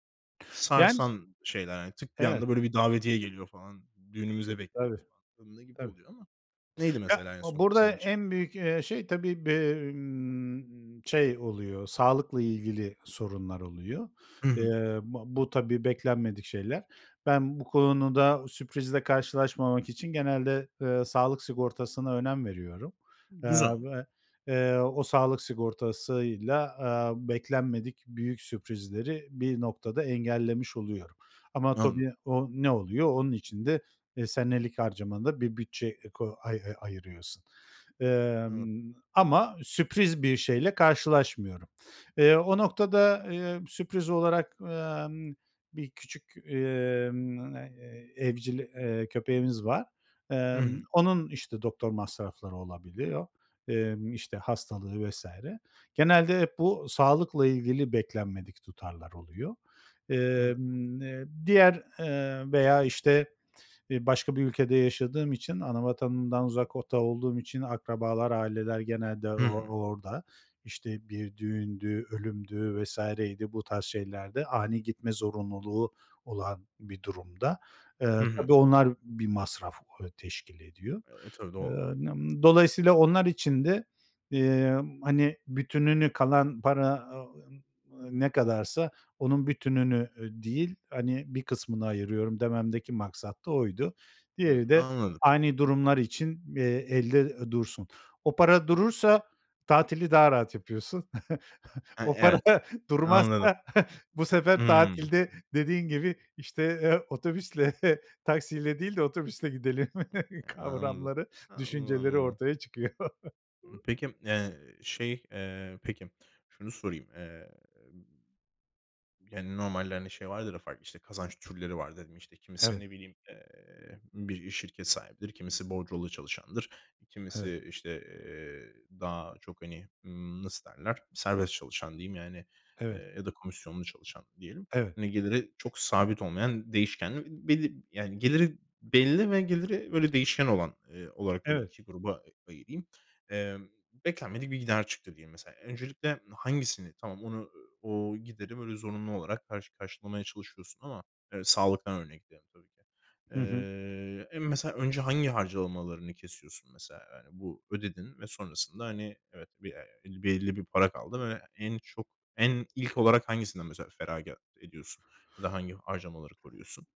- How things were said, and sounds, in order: unintelligible speech; unintelligible speech; "tabii" said as "tobi"; other background noise; "uzakta" said as "uzakota"; chuckle; laughing while speaking: "O para durmazsa bu sefer … düşünceleri ortaya çıkıyor"; unintelligible speech; chuckle
- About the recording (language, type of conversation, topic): Turkish, podcast, Harcama ve birikim arasında dengeyi nasıl kuruyorsun?